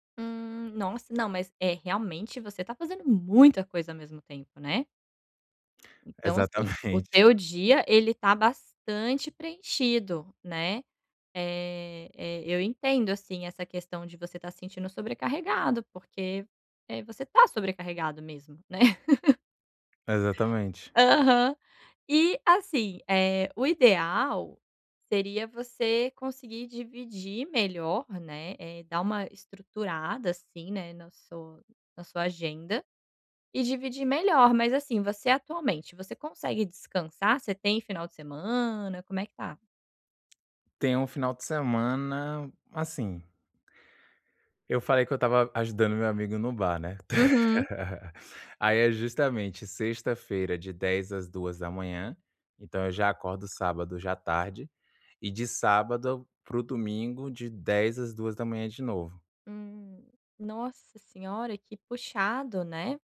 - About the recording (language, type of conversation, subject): Portuguese, advice, Como posso organizar melhor meu dia quando me sinto sobrecarregado com compromissos diários?
- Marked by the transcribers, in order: other background noise; laughing while speaking: "Exatamente"; tapping; laugh; laugh